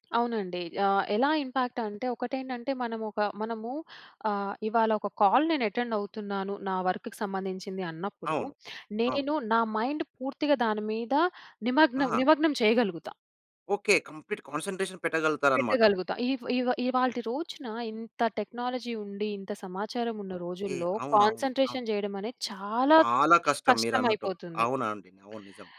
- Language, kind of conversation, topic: Telugu, podcast, ఉదయాన్ని శ్రద్ధగా ప్రారంభించడానికి మీరు పాటించే దినచర్య ఎలా ఉంటుంది?
- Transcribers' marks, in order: in English: "ఇంపాక్ట్"; in English: "కాల్"; in English: "అటెండ్"; in English: "వర్క్‌కి"; in English: "మైండ్"; in English: "కంప్లీట్ కాన్సంట్రేషన్"; in English: "టెక్నాలజీ"; in English: "కాన్సంట్రేషన్"